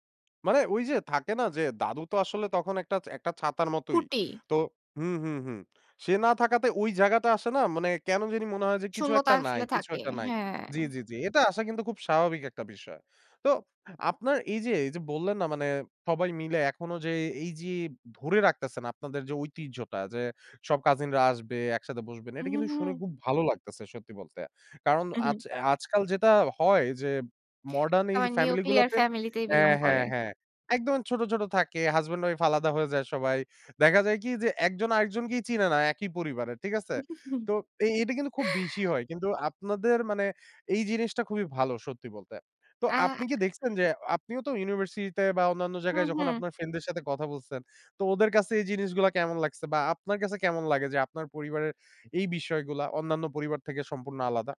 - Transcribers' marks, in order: tapping; chuckle; other noise
- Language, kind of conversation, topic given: Bengali, podcast, কোন ঘরোয়া খাবার আপনাকে কোন স্মৃতির কথা মনে করিয়ে দেয়?